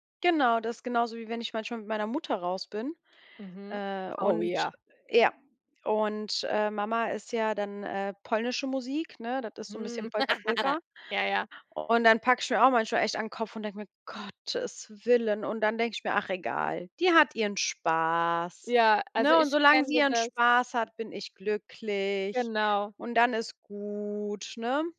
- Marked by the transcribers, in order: laugh; other background noise; drawn out: "Spaß"; drawn out: "gut"
- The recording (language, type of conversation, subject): German, unstructured, Was macht für dich eine schöne Feier aus?